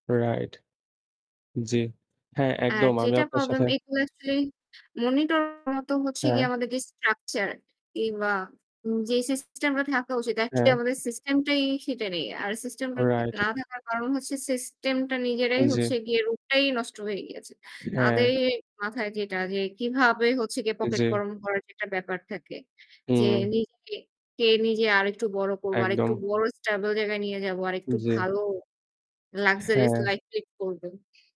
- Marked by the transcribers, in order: static; distorted speech; "গিয়ে" said as "গিয়া"; other noise; other background noise; in English: "stable"
- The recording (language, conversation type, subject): Bengali, unstructured, আপনি কি মনে করেন সরকার ধনী ও গরিবের জন্য একেবারে ভিন্ন নিয়ম করে?